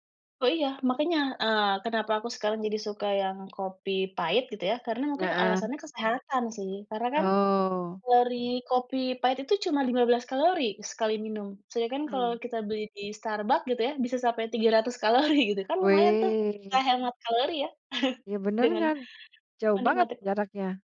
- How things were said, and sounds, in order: chuckle
- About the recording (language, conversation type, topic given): Indonesian, podcast, Ceritakan kebiasaan minum kopi atau teh yang paling kamu nikmati?